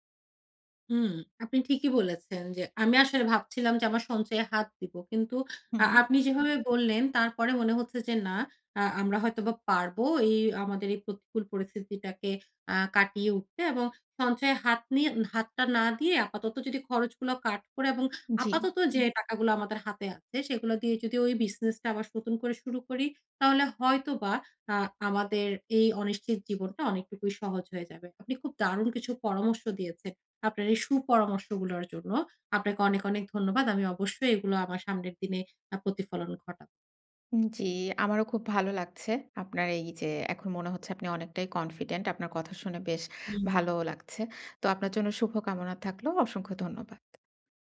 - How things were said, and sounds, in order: tapping; "নতুন" said as "শতুন"; in English: "কনফিডেন্ট"
- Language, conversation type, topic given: Bengali, advice, অনিশ্চয়তার মধ্যে দ্রুত মানিয়ে নিয়ে কীভাবে পরিস্থিতি অনুযায়ী খাপ খাইয়ে নেব?